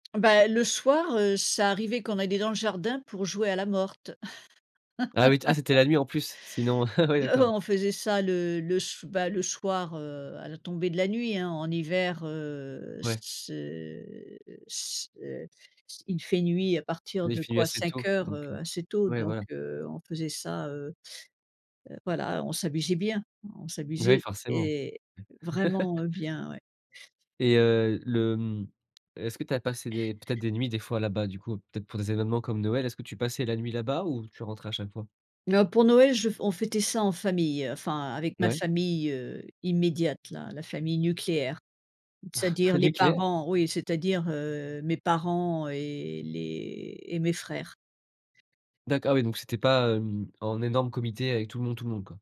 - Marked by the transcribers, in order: laugh; laughing while speaking: "ah ouais d'accord"; chuckle; chuckle
- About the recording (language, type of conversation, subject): French, podcast, Peux-tu me raconter une balade en pleine nature qui t’a marqué ?